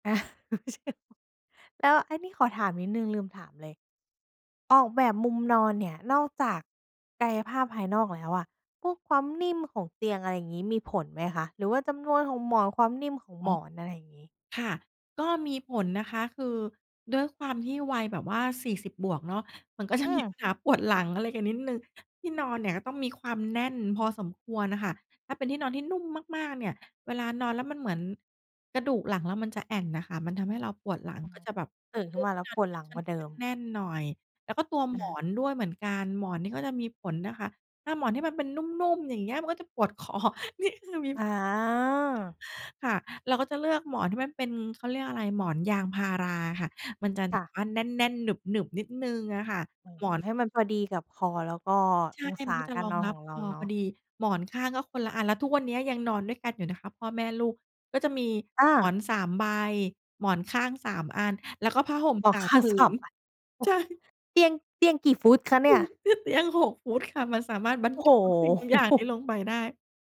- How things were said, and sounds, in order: laugh; unintelligible speech; laughing while speaking: "ก็จะมี"; joyful: "ปัญหาปวดหลังอะไรกันนิดหนึ่ง"; drawn out: "อา"; laughing while speaking: "คอ นี่ คือมี"; other background noise; laughing while speaking: "หมอนข้าง สาม อัน โอ้โฮ"; laughing while speaking: "ใช่"; laughing while speaking: "คือ คือเตียง หก ฟุตค่ะ มันสามารถบรรจุทุกสิ่งทุกอย่างนี้ลงไปได้"; laugh
- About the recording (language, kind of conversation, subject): Thai, podcast, คุณออกแบบมุมนอนให้สบายได้อย่างไร?